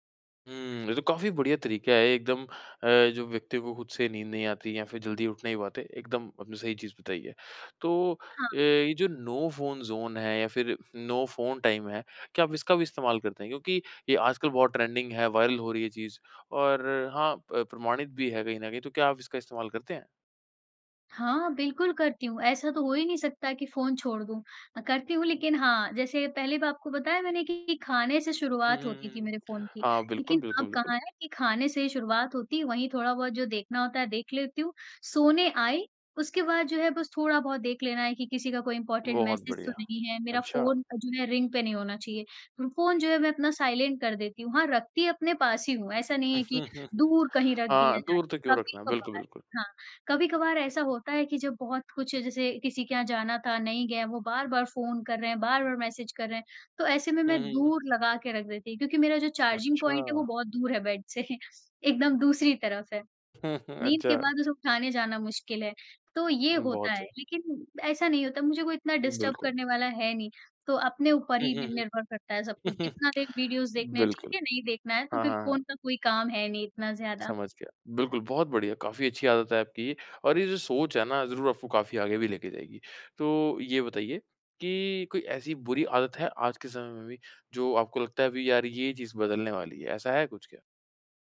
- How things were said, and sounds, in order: in English: "नो"; in English: "ज़ोन"; in English: "नो"; in English: "टाइम"; in English: "ट्रेंडिंग"; in English: "वायरल"; in English: "इम्पॉर्टेंट मैसेज"; in English: "रिंग"; in English: "साइलेंट"; chuckle; in English: "मैसेज"; in English: "चार्जिंग पॉइंट"; laughing while speaking: "से"; chuckle; in English: "डिस्टर्ब"; in English: "वीडियोज़"; chuckle
- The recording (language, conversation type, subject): Hindi, podcast, रोज़ की कौन-सी छोटी आदत ने आपकी ज़िंदगी में सबसे ज़्यादा फर्क डाला?